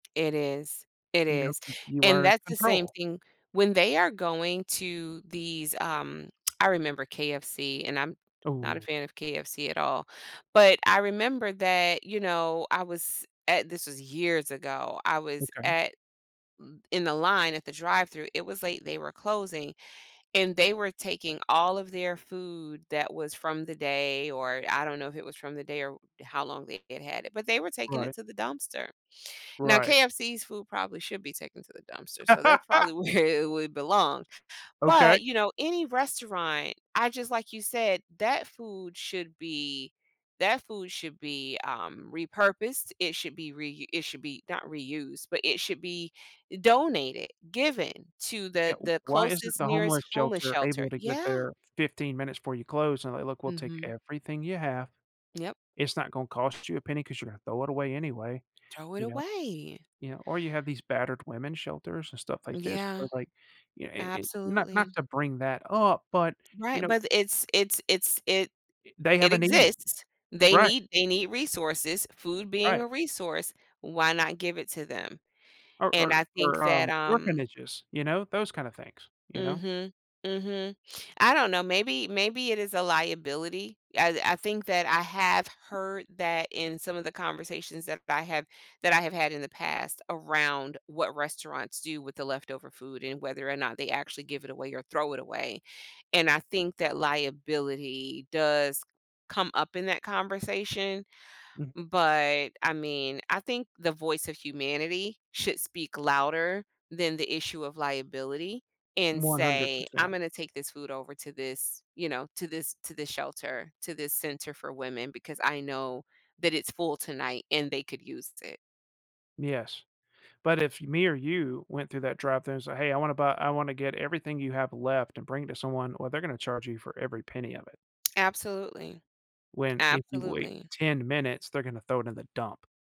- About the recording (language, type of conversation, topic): English, unstructured, How does seeing food wasted affect your thoughts on responsibility and gratitude?
- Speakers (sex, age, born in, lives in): female, 45-49, United States, United States; male, 40-44, United States, United States
- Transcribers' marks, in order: tsk; other background noise; laugh; laughing while speaking: "where"; stressed: "but"